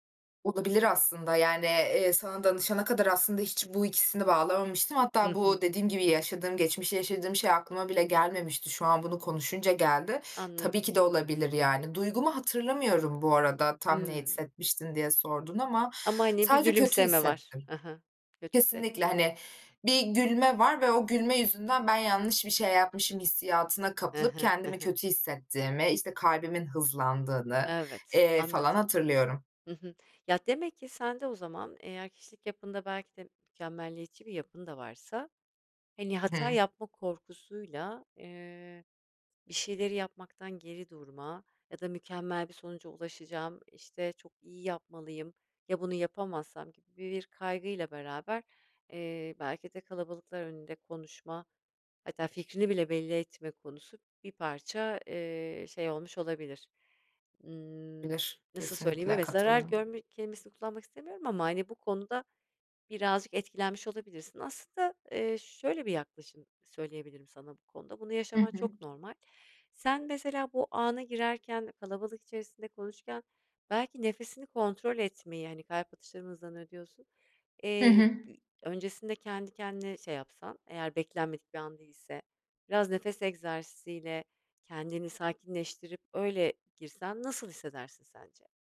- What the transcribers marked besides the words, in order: other background noise; tapping
- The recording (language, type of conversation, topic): Turkish, advice, Topluluk önünde konuşma korkunuzu nasıl tarif edersiniz?